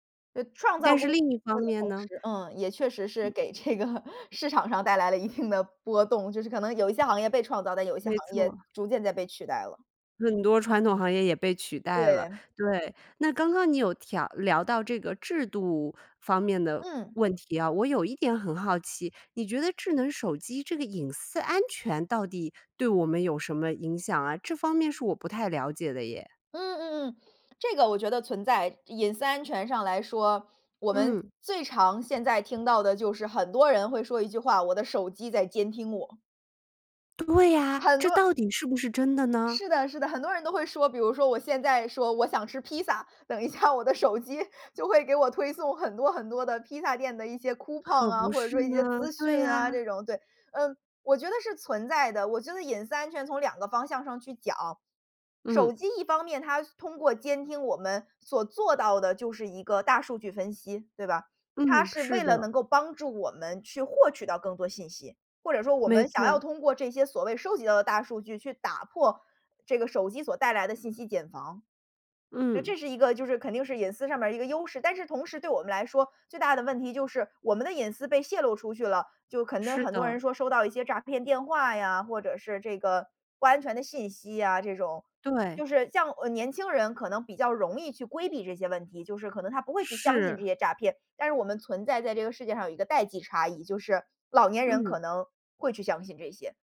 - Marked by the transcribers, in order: laughing while speaking: "这个"; laughing while speaking: "定"; other background noise; laughing while speaking: "下我的手机"; in English: "coupon"
- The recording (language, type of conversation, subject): Chinese, podcast, 你觉得智能手机改变了我们生活哪些方面？